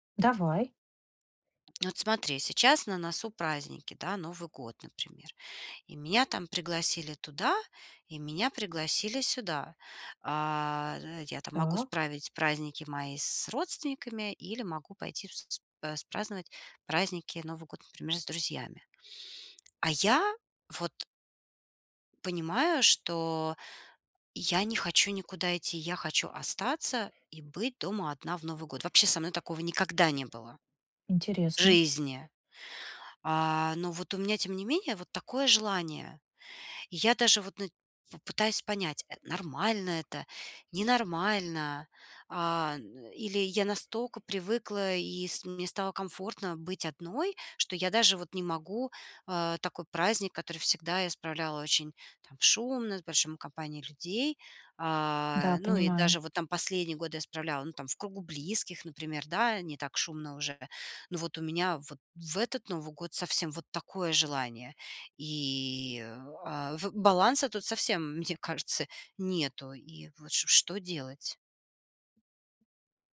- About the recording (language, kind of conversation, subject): Russian, advice, Как мне найти баланс между общением и временем в одиночестве?
- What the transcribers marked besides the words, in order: tapping; other background noise